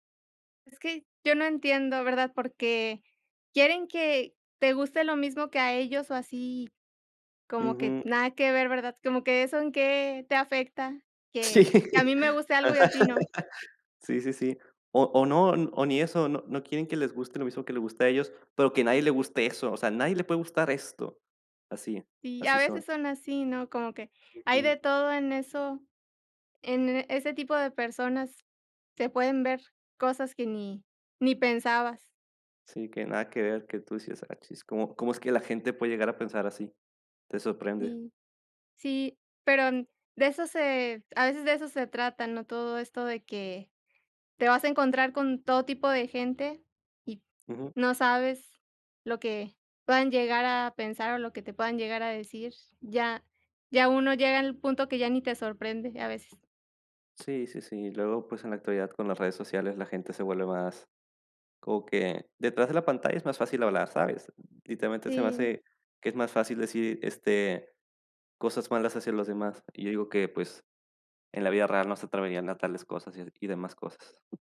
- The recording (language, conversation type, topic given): Spanish, unstructured, ¿Crees que las personas juzgan a otros por lo que comen?
- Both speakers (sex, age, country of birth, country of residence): female, 30-34, Mexico, Mexico; male, 18-19, Mexico, Mexico
- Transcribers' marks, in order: laughing while speaking: "Sí. Ajá"; unintelligible speech; other background noise; tapping